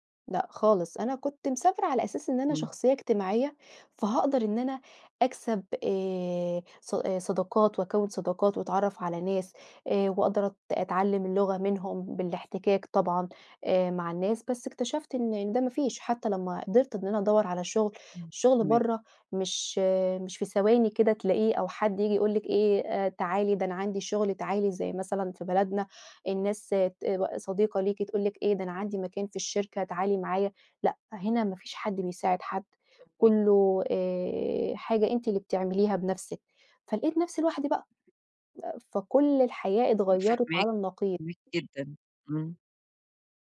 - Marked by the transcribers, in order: unintelligible speech; tapping; other noise
- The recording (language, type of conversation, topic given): Arabic, advice, إزاي أتعامل مع الانتقال لمدينة جديدة وإحساس الوحدة وفقدان الروتين؟